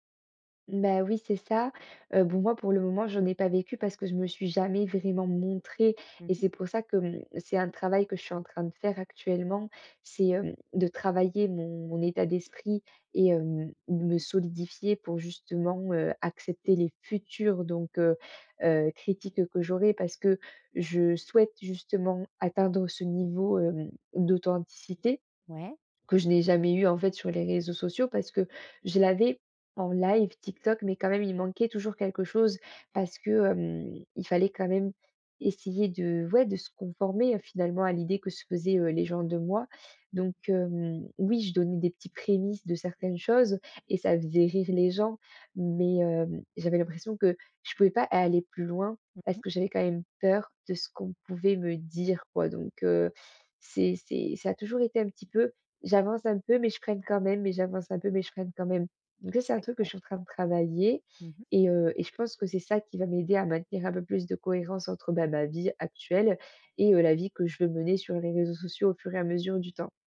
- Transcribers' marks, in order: stressed: "montrée"; stressed: "futures"; stressed: "dire"
- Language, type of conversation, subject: French, advice, Comment puis-je rester fidèle à moi-même entre ma vie réelle et ma vie en ligne ?